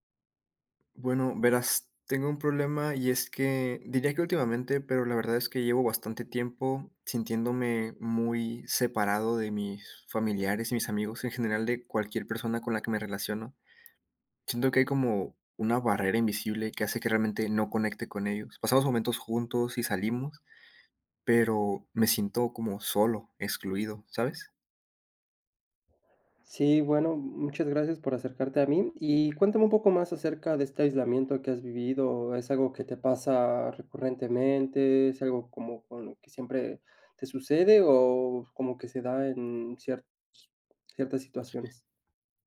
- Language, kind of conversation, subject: Spanish, advice, ¿Por qué me siento emocionalmente desconectado de mis amigos y mi familia?
- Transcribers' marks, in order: other background noise